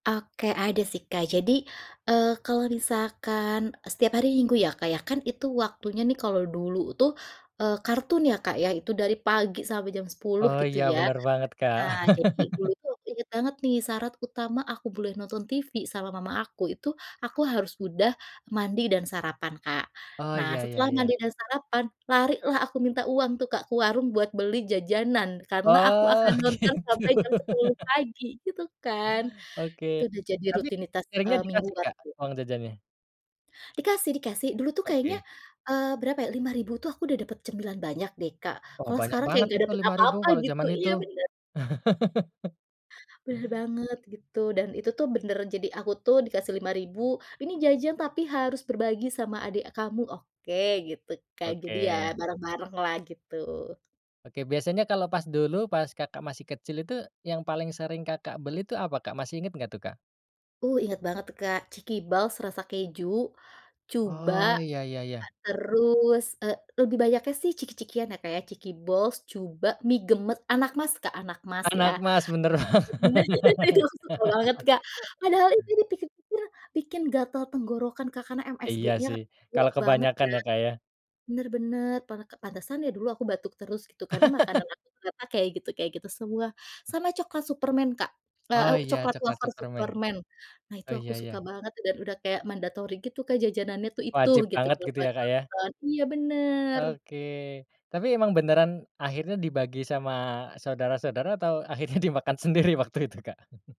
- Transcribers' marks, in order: other background noise; laugh; laughing while speaking: "gitu"; laugh; put-on voice: "iya bener"; laugh; laugh; laughing while speaking: "banget"; unintelligible speech; laugh; in English: "mandatory"; unintelligible speech; laughing while speaking: "akhirnya dimakan sendiri waktu itu, Kak?"
- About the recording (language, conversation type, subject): Indonesian, podcast, Apakah ada camilan yang selalu kamu kaitkan dengan momen menonton di masa lalu?